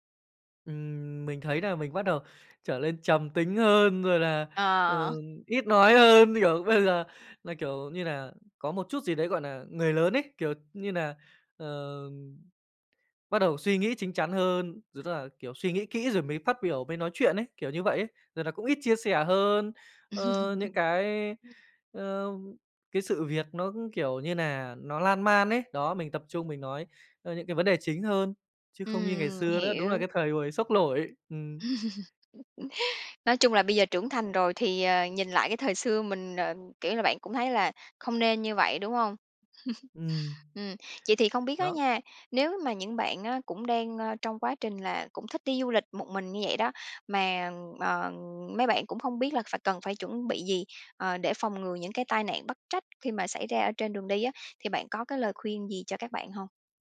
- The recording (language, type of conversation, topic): Vietnamese, podcast, Bạn đã từng suýt gặp tai nạn nhưng may mắn thoát nạn chưa?
- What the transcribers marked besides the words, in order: laughing while speaking: "bây giờ"; tapping; laugh; "nổi" said as "lổi"; laugh; laugh; other background noise